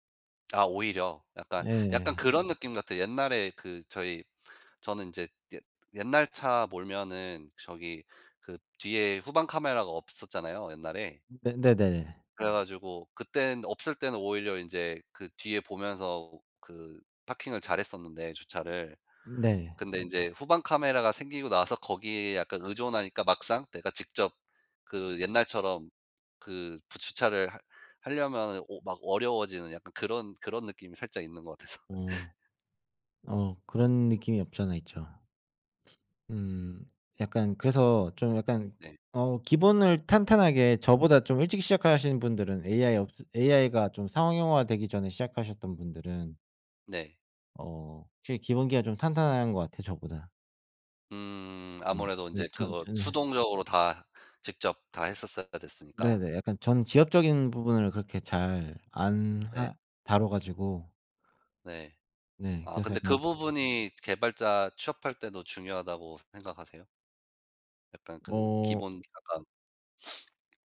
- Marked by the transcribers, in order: other background noise; in English: "parking을"; tapping; laughing while speaking: "같아서"; laugh; sniff
- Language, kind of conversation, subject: Korean, unstructured, 당신이 이루고 싶은 가장 큰 목표는 무엇인가요?